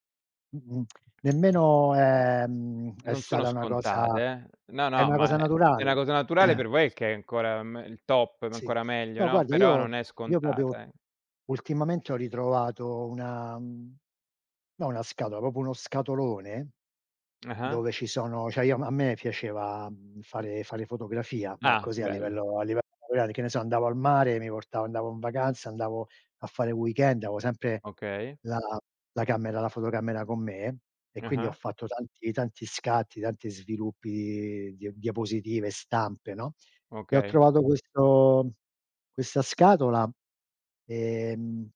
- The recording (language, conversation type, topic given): Italian, unstructured, Qual è il valore dell’amicizia secondo te?
- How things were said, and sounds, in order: tapping; "una" said as "na"; cough; "ancora" said as "incora"; "proprio" said as "propo"; "cioè" said as "ceh"